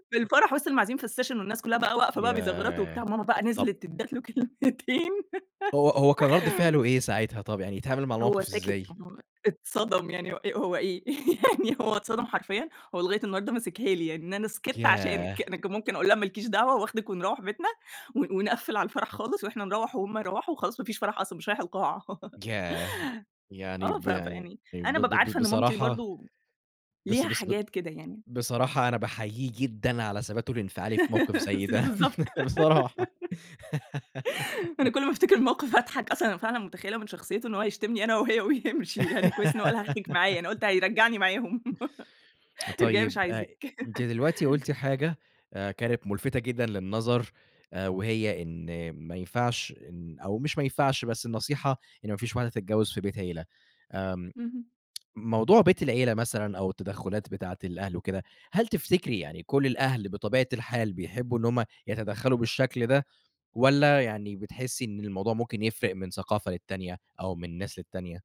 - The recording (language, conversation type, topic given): Arabic, podcast, إزاي بتتعاملوا مع تدخل أهل الشريك في خصوصياتكم؟
- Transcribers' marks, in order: in English: "الsession"; laughing while speaking: "كلمتين"; tapping; laugh; laugh; laughing while speaking: "يعني"; chuckle; laugh; unintelligible speech; laughing while speaking: "بالضبط"; laugh; laugh; laughing while speaking: "بصراحة"; giggle; other background noise; laughing while speaking: "أنا وهي ويمشي"; giggle; laugh